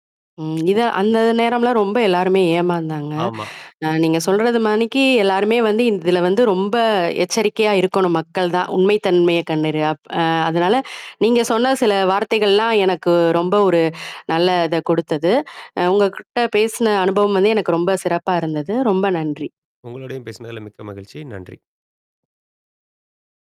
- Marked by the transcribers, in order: other noise; other background noise; "மாதிரிக்கு" said as "மாணிக்கு"; tapping
- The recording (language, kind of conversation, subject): Tamil, podcast, ஒரு சமூக ஊடகப் பாதிப்பாளரின் உண்மைத்தன்மையை எப்படித் தெரிந்துகொள்ளலாம்?